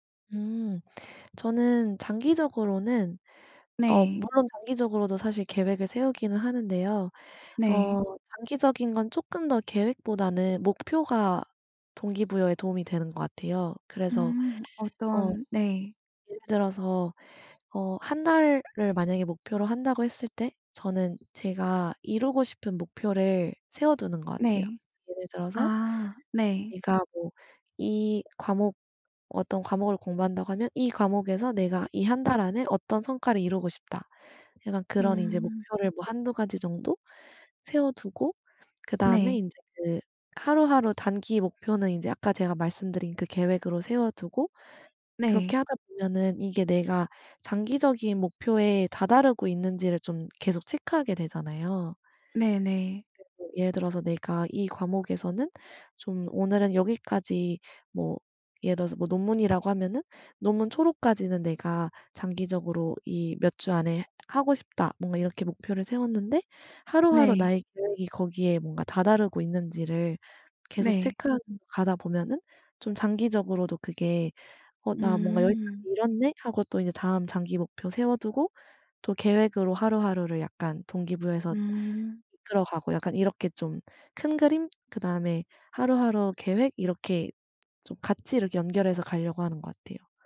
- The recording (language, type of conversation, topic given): Korean, podcast, 공부 동기는 보통 어떻게 유지하시나요?
- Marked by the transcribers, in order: other background noise; tapping; unintelligible speech